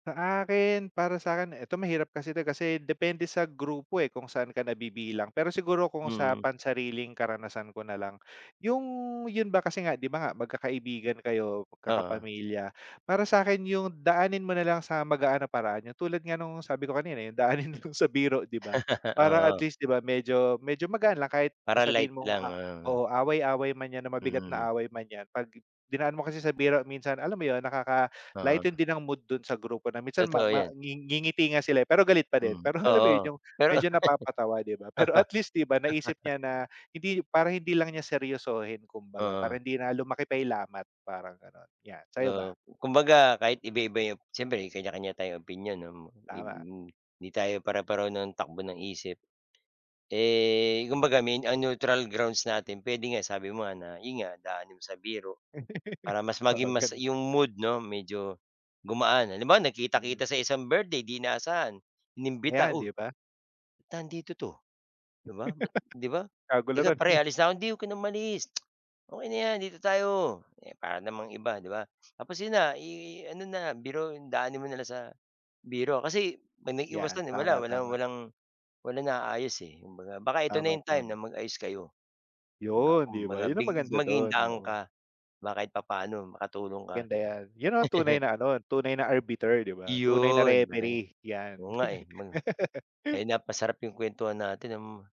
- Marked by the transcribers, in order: laughing while speaking: "daanin"; laugh; chuckle; in English: "neutral grounds"; laugh; laugh; laughing while speaking: "eh"; tsk; laugh; in English: "arbiter"; unintelligible speech; laugh
- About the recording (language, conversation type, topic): Filipino, unstructured, Ano-ano ang mga paraan para maiwasan ang away sa grupo?